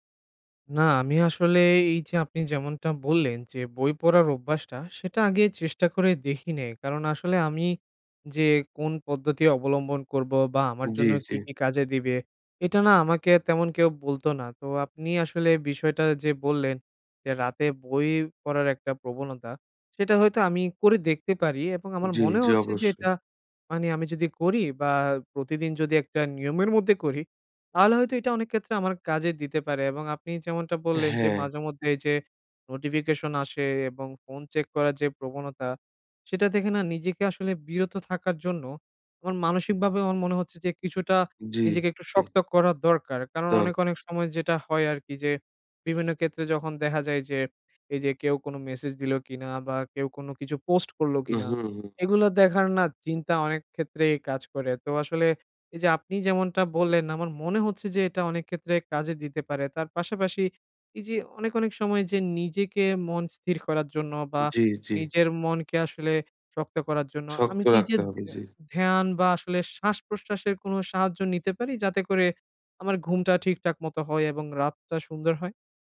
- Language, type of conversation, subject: Bengali, advice, রাত জেগে থাকার ফলে সকালে অতিরিক্ত ক্লান্তি কেন হয়?
- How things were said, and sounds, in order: tapping; in English: "notification"; in English: "check"; in English: "message"; in English: "post"